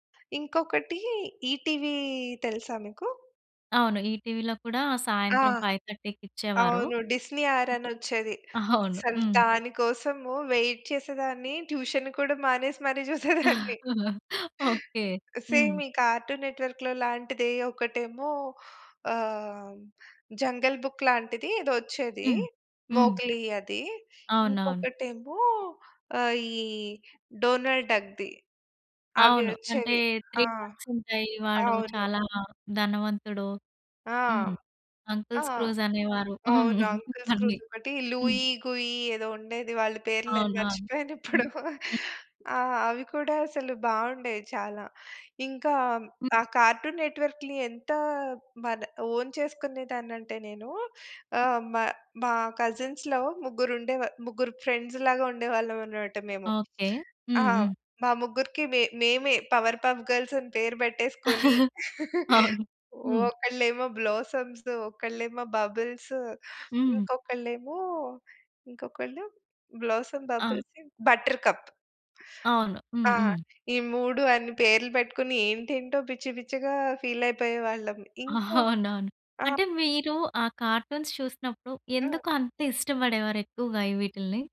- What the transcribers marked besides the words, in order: other background noise; in English: "వెయిట్"; in English: "ట్యూషన్"; chuckle; giggle; in English: "సేమ్"; in English: "త్రీ"; chuckle; in English: "ఫన్నీ"; chuckle; in English: "ఓన్"; in English: "కజిన్స్‌లో"; in English: "ఫ్రెండ్స్"; chuckle; chuckle; in English: "బ్లోసమ్స్, ఒకలేమో బబుల్స్"; in English: "బ్లోసమ్ బబుల్స్, బటర్ కప్"; in English: "ఫీల్"; chuckle; in English: "కార్టూన్స్"
- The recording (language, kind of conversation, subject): Telugu, podcast, చిన్నప్పుడు నీకు ఇష్టమైన కార్టూన్ ఏది?